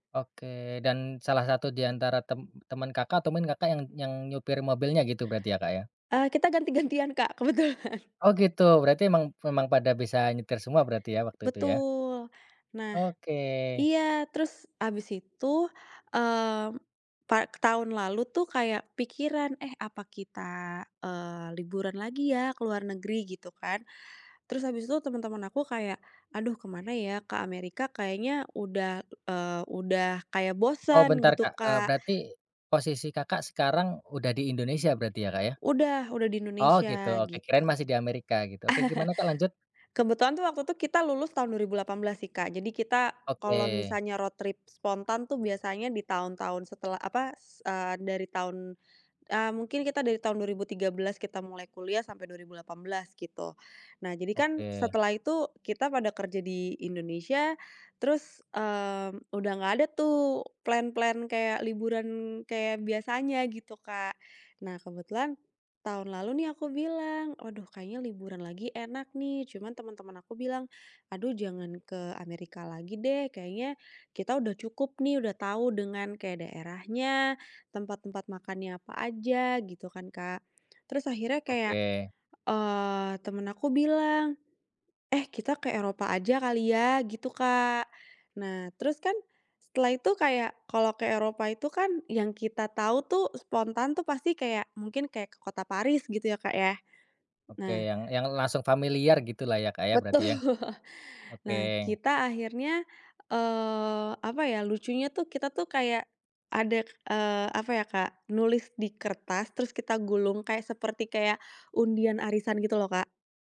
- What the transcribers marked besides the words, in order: laughing while speaking: "kebetulan"; other background noise; chuckle; in English: "road trip"; laughing while speaking: "Betul"
- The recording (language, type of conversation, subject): Indonesian, podcast, Pernahkah kamu nekat pergi ke tempat asing tanpa rencana?